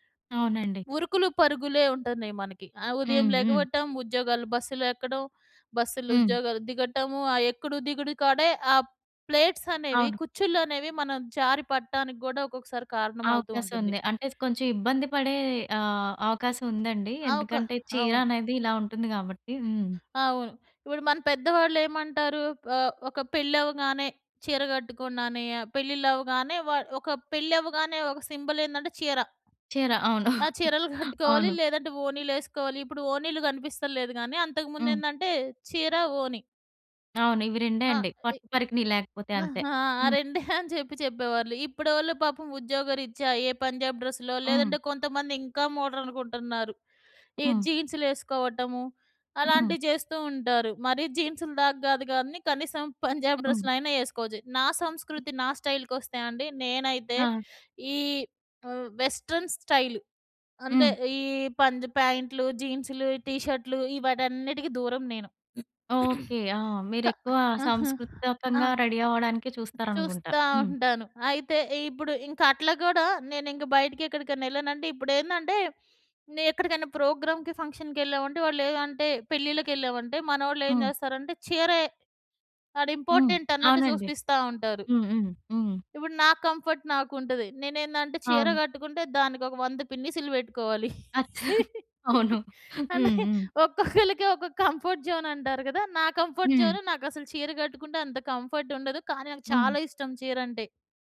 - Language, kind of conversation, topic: Telugu, podcast, సంస్కృతి మీ స్టైల్‌పై ఎలా ప్రభావం చూపింది?
- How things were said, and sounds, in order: other background noise; giggle; chuckle; tapping; in English: "వెస్ట్రన్"; throat clearing; in English: "రెడీ"; in English: "ప్రోగ్రామ్‌కి, ఫంక్షన్‌కి"; in English: "ఇంపార్టెంట్"; in English: "కంఫర్ట్"; laughing while speaking: "అంటే, ఒక్కొక్కళ్ళకి ఒక్కొక్క కంఫర్ట్"; chuckle; in English: "కంఫర్ట్"; in English: "కంఫర్ట్"; in English: "కంఫర్ట్"